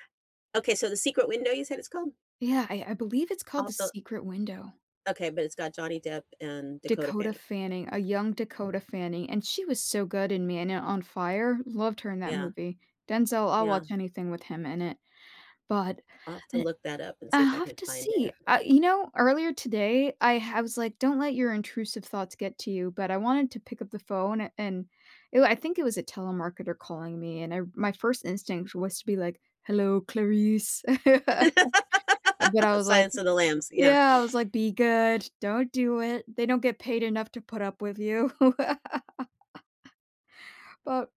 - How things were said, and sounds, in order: other background noise; laugh; put-on voice: "Hello, Clarice"; laugh; laugh
- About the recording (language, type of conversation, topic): English, unstructured, What movie marathon suits friends' night and how would each friend contribute?
- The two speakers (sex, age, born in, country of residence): female, 30-34, United States, United States; female, 55-59, United States, United States